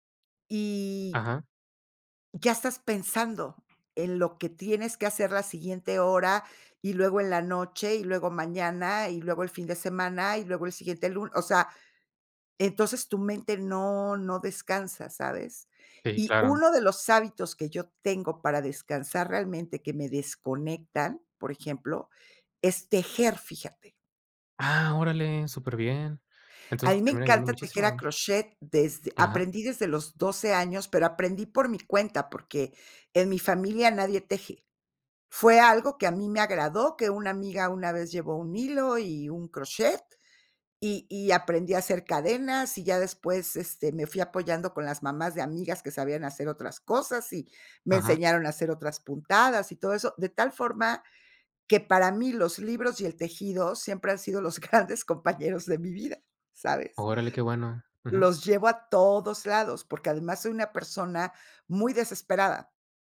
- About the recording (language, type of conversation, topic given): Spanish, podcast, ¿Cómo te permites descansar sin culpa?
- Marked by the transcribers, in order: joyful: "grandes compañeros de mi vida"; stressed: "todos"